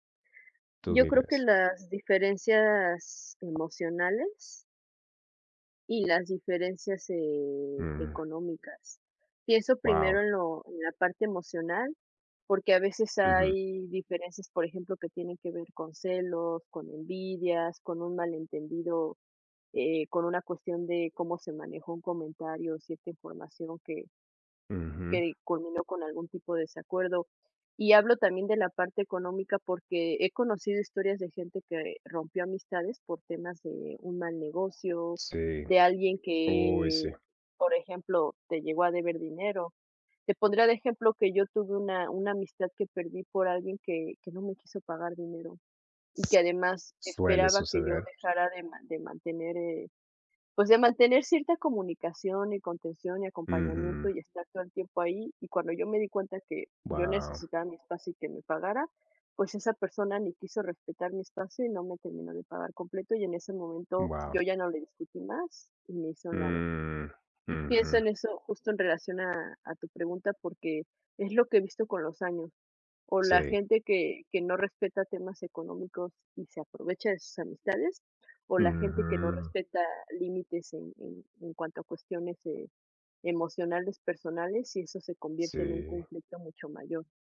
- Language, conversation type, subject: Spanish, unstructured, ¿Has perdido una amistad por una pelea y por qué?
- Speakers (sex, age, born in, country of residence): male, 40-44, United States, United States; other, 30-34, Mexico, Mexico
- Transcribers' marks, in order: tapping